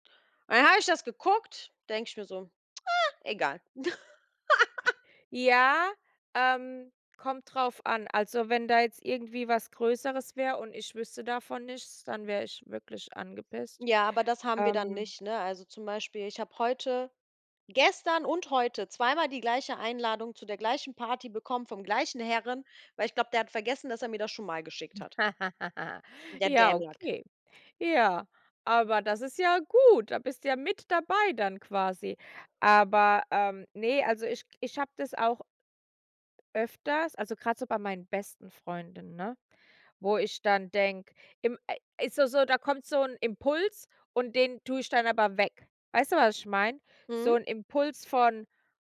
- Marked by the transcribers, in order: laugh; other background noise; laugh
- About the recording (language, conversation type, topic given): German, unstructured, Wie fühlst du dich, wenn Freunde deine Geheimnisse verraten?